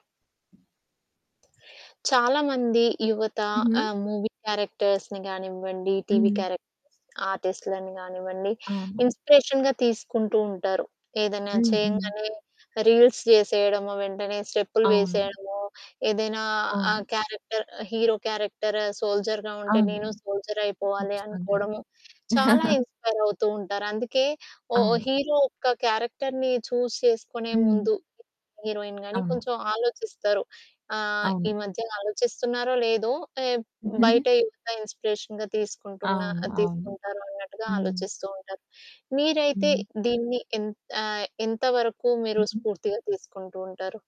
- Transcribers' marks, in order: other background noise; in English: "మూవీ క్యారెక్టర్స్‌ని"; in English: "టీవీ"; in English: "ఇన్స్పిరేషన్‌గా"; in English: "రీల్స్"; in English: "క్యారెక్టర్, హీరో క్యారెక్టర్ సోల్జర్‌గా"; in English: "సోల్జర్‌గా"; in English: "ఇన్స్పైర్"; in English: "క్యారెక్టర్‌ని చూస్"; distorted speech; in English: "హీరోయిన్‌గా"; giggle; in English: "ఇన్స్పిరేషన్‌గా"
- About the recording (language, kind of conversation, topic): Telugu, podcast, సినిమా లేదా టెలివిజన్ పాత్రలు మీకు ఎంతగా స్ఫూర్తినిస్తాయి?